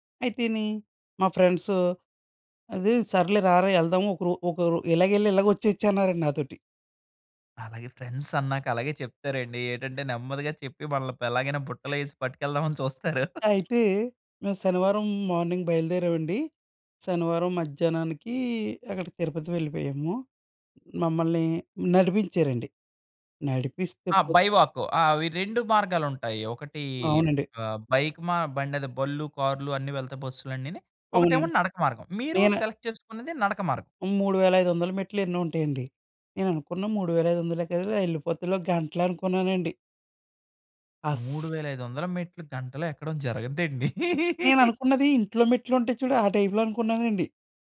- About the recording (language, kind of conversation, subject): Telugu, podcast, దగ్గర్లోని కొండ ఎక్కిన అనుభవాన్ని మీరు ఎలా వివరించగలరు?
- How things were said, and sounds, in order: in English: "ఫ్రెండ్స్"; "ఎలాగైనా" said as "పెలాగైనా"; other background noise; giggle; in English: "మార్నింగ్"; in English: "బై"; in English: "బైక్"; in English: "సెలెక్ట్"; giggle; in English: "టైప్‌లో"